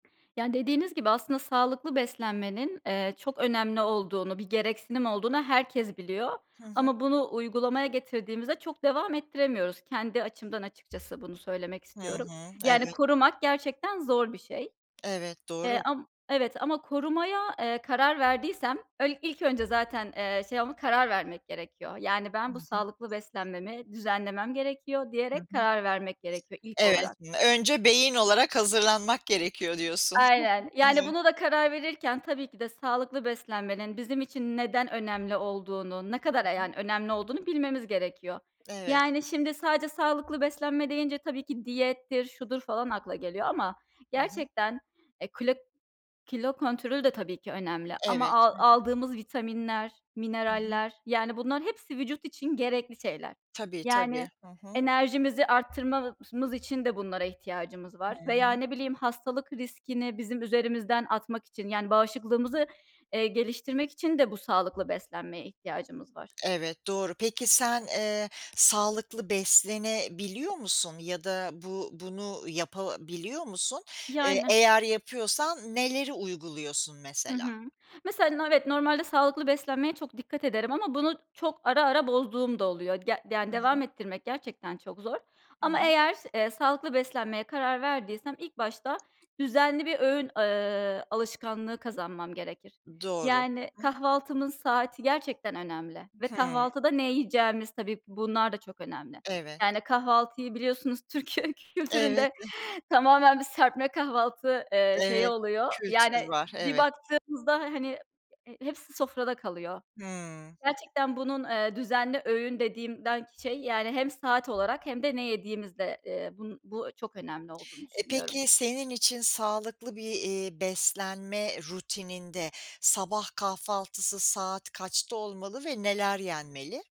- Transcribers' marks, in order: other background noise; chuckle; tapping; "arttırmamız" said as "arttırmamımız"; laughing while speaking: "Türkiye"
- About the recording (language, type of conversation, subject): Turkish, podcast, Sağlıklı beslenme alışkanlıklarını nasıl koruyorsun?
- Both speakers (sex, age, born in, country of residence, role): female, 30-34, Turkey, United States, guest; female, 55-59, Turkey, United States, host